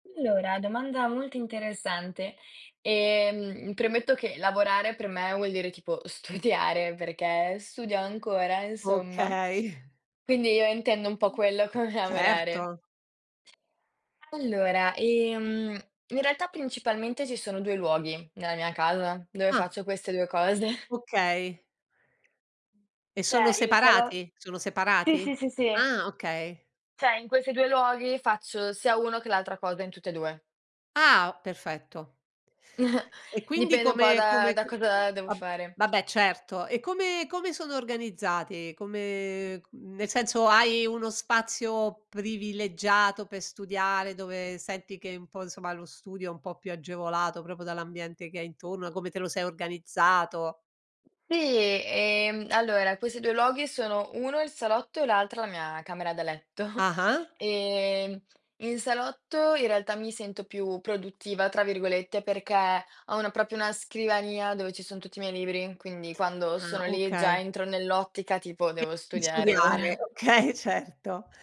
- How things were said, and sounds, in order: laughing while speaking: "studiare"; other background noise; laughing while speaking: "come"; laughing while speaking: "cose"; "Cioè" said as "ceh"; "Cioè" said as "ceh"; chuckle; "vabbè" said as "babbè"; tapping; laughing while speaking: "letto"; laughing while speaking: "ora"; laughing while speaking: "okay"
- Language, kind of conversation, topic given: Italian, podcast, Come organizzi lo spazio per lavorare e rilassarti nella stessa stanza?